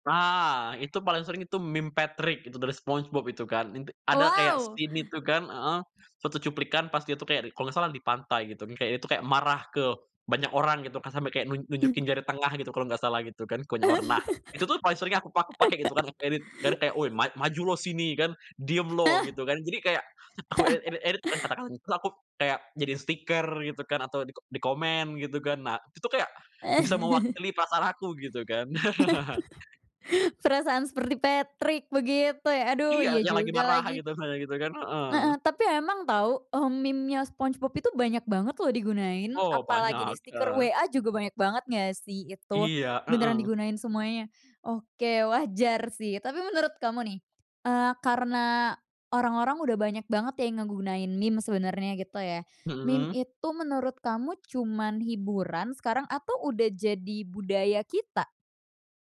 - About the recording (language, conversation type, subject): Indonesian, podcast, Mengapa menurutmu meme bisa menjadi alat komentar sosial?
- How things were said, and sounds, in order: in English: "scene"; tapping; chuckle; laugh; laugh; laughing while speaking: "aku ed edit-edit"; unintelligible speech; chuckle; chuckle; laugh; other background noise; laughing while speaking: "banyak"